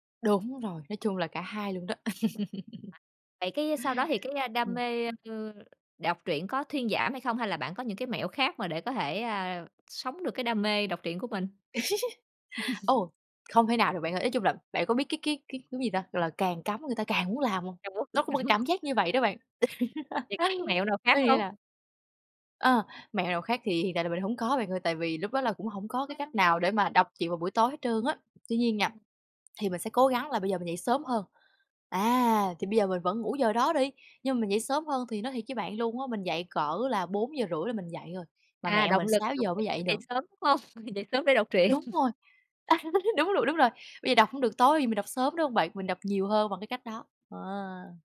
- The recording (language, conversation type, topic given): Vietnamese, podcast, Bạn có kỷ niệm nào gắn liền với những cuốn sách truyện tuổi thơ không?
- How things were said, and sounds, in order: stressed: "Đúng"; chuckle; unintelligible speech; giggle; tapping; chuckle; unintelligible speech; other background noise; chuckle; sniff; scoff; chuckle; joyful: "Đúng rồi"